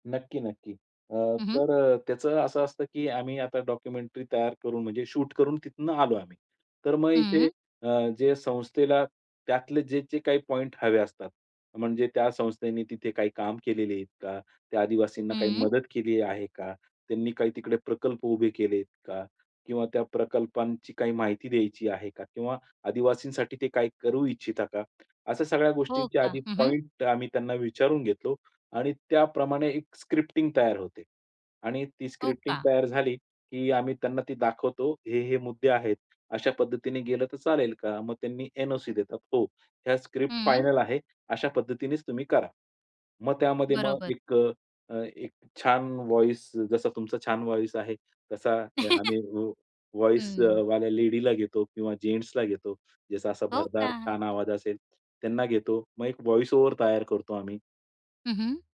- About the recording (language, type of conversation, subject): Marathi, podcast, तुमची सर्जनशील प्रक्रिया साधारणपणे कशी असते?
- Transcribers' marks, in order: in English: "डॉक्युमेंटरी"; in English: "शूट"; in English: "पॉइंट"; tapping; in English: "पॉइंट"; in English: "व्हॉईस"; in English: "व्हॉईस"; chuckle; in English: "व्हॉईसवाल्या"; in English: "व्हॉईस ओव्हर"